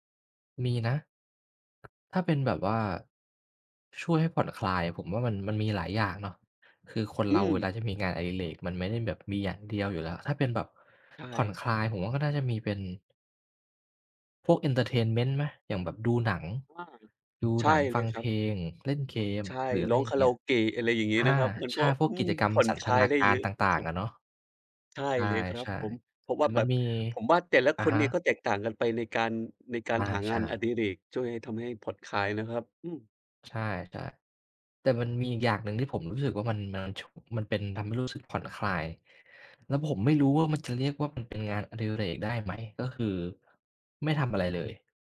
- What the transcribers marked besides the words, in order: other background noise; tapping; in English: "เอนเทอร์เทนเมนต์"
- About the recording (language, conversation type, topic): Thai, unstructured, งานอดิเรกอะไรช่วยให้คุณรู้สึกผ่อนคลาย?